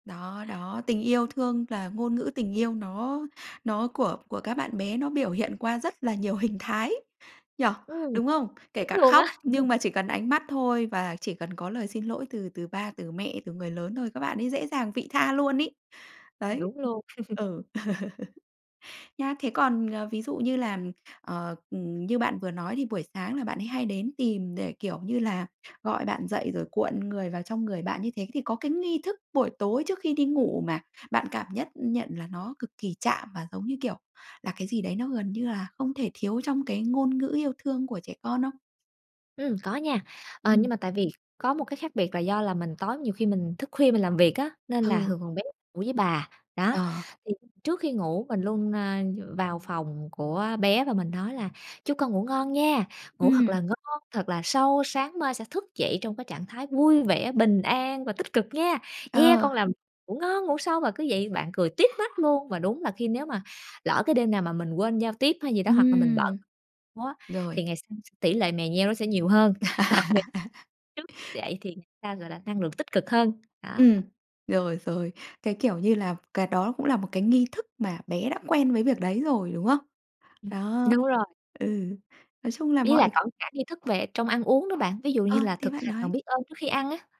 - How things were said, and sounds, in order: chuckle; other background noise; chuckle; unintelligible speech; unintelligible speech; laugh; tapping; laughing while speaking: "Còn"; unintelligible speech
- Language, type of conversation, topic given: Vietnamese, podcast, Làm sao để nhận ra ngôn ngữ yêu thương của con?